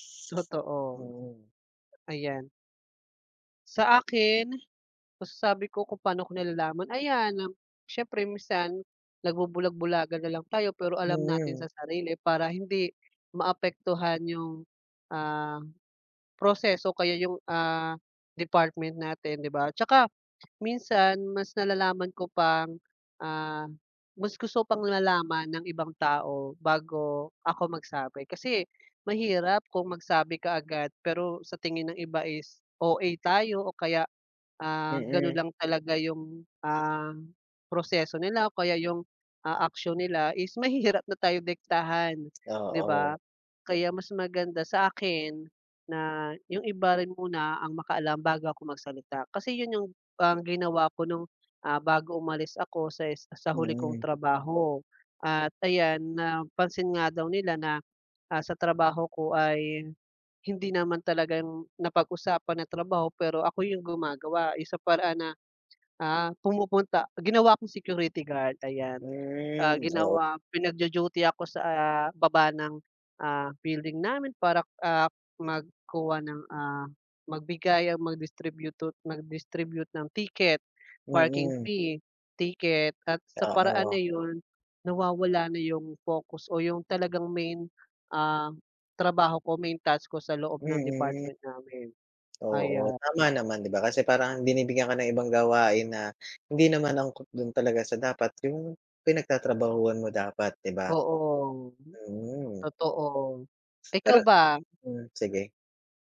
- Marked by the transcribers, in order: tapping
- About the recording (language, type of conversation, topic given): Filipino, unstructured, Ano ang ginagawa mo kapag pakiramdam mo ay sinasamantala ka sa trabaho?